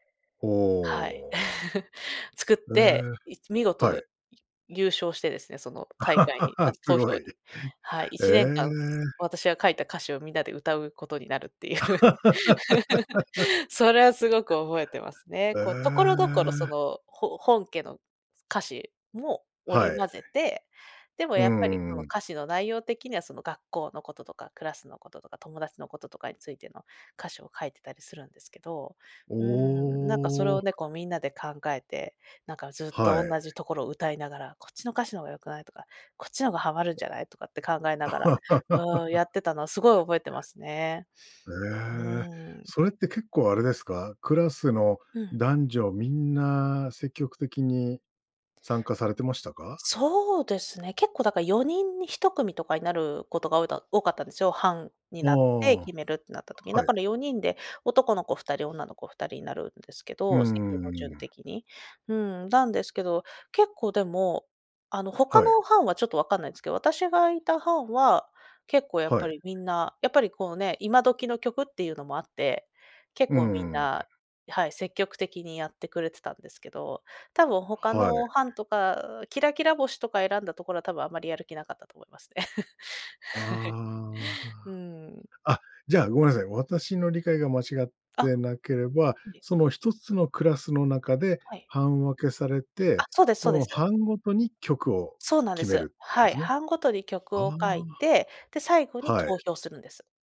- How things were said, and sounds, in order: laugh; laugh; laugh; other background noise; laugh; sniff; laugh; laughing while speaking: "はい"
- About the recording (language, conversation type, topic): Japanese, podcast, 懐かしい曲を聴くとどんな気持ちになりますか？